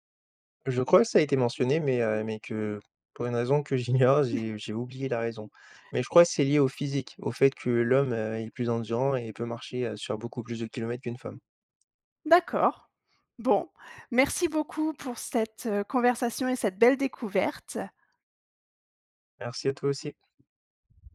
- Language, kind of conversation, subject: French, podcast, Peux-tu me parler d’un film qui t’a marqué récemment ?
- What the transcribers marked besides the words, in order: laughing while speaking: "j'ignore"; chuckle; tapping